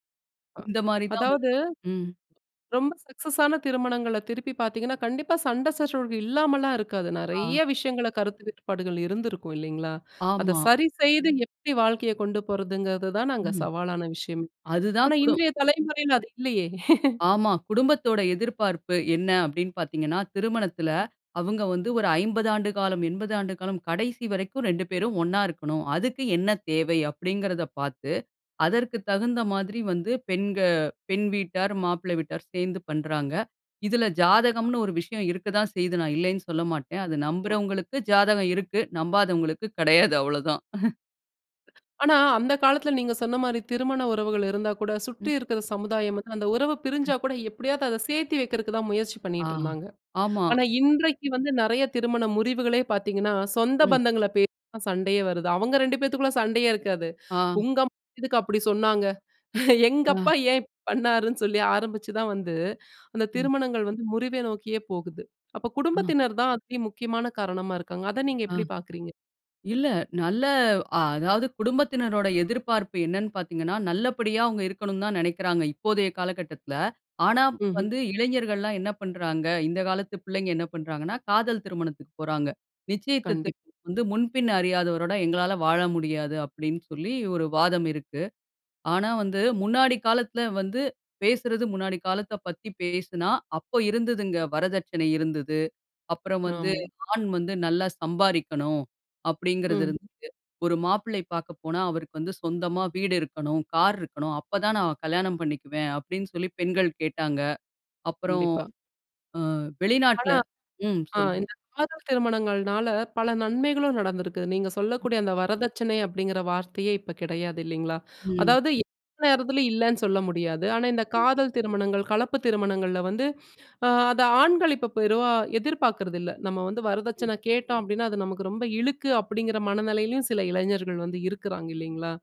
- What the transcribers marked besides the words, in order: chuckle; other noise; "பெண்" said as "பெண்க"; tapping; chuckle; snort
- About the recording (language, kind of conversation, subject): Tamil, podcast, திருமணத்தைப் பற்றி குடும்பத்தின் எதிர்பார்ப்புகள் என்னென்ன?